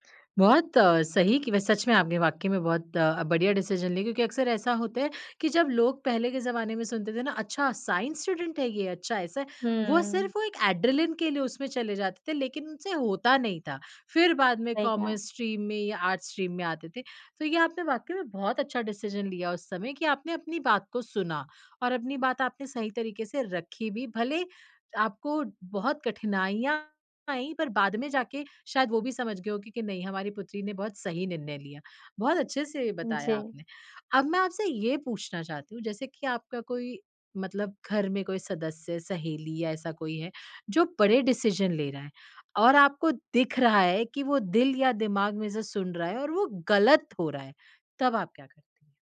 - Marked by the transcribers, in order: in English: "डिसीज़न"; in English: "साइंस स्टूडेंट"; in English: "एड्रेलिन"; in English: "कॉमर्स स्ट्रीम"; in English: "आर्ट्स स्ट्रीम"; in English: "डिसीज़न"; in English: "डिसीज़न"
- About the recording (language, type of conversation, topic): Hindi, podcast, बड़े फैसले लेते समय आप दिल की सुनते हैं या दिमाग की?